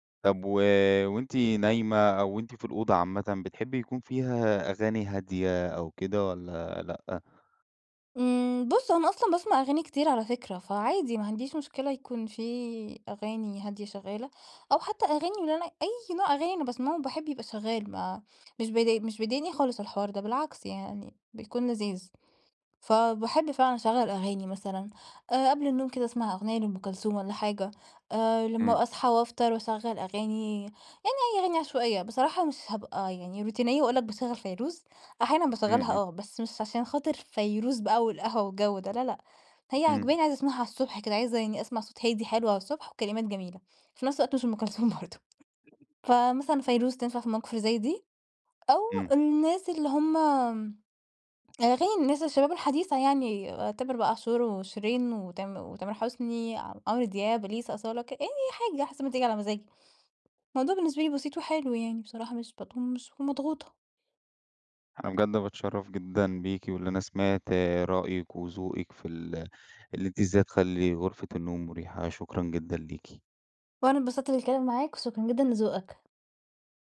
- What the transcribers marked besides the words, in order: other background noise; in English: "روتينية"; unintelligible speech; laughing while speaking: "أم كلثوم برضه"; tapping; unintelligible speech
- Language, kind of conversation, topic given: Arabic, podcast, إيه الحاجات اللي بتخلّي أوضة النوم مريحة؟